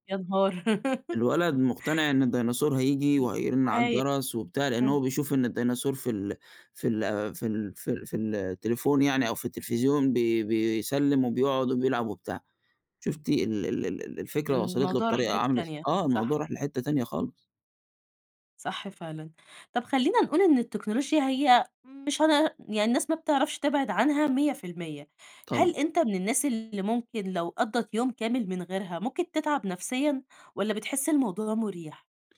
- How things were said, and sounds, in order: laugh; unintelligible speech; tapping
- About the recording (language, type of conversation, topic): Arabic, podcast, إزاي بتحدد حدود لاستخدام التكنولوجيا مع أسرتك؟